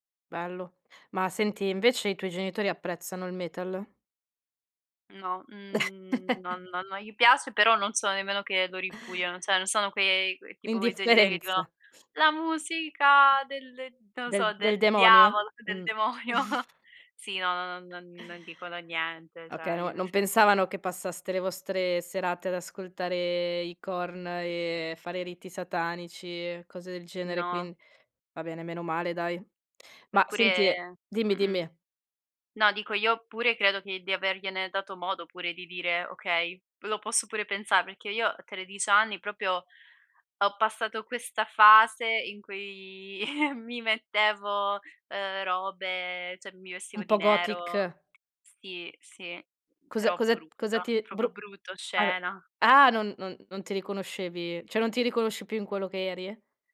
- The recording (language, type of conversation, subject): Italian, podcast, In che modo la tua cultura familiare ha influenzato i tuoi gusti musicali?
- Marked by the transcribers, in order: chuckle; "cioè" said as "ceh"; put-on voice: "La musica del"; laughing while speaking: "demonio"; chuckle; snort; "cioè" said as "ceh"; "proprio" said as "propio"; chuckle; "cioè" said as "ceh"; in English: "gothic"; tapping; "proprio" said as "propio"; "cioè" said as "ceh"